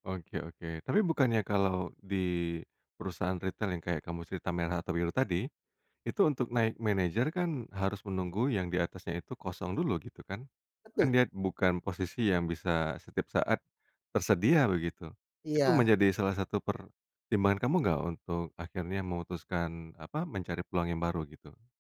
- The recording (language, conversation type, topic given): Indonesian, podcast, Bagaimana kamu mempertimbangkan gaji dan kepuasan kerja?
- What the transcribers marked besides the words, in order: none